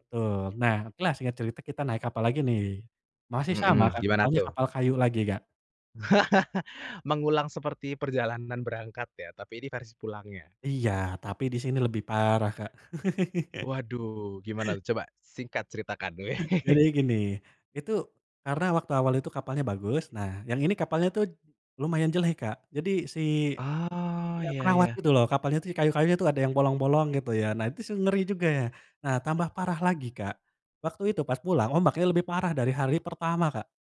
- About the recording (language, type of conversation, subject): Indonesian, podcast, Apa pengalaman paling berkesan yang pernah kamu alami saat menjelajahi pulau atau pantai?
- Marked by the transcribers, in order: laugh; giggle; laughing while speaking: "nih?"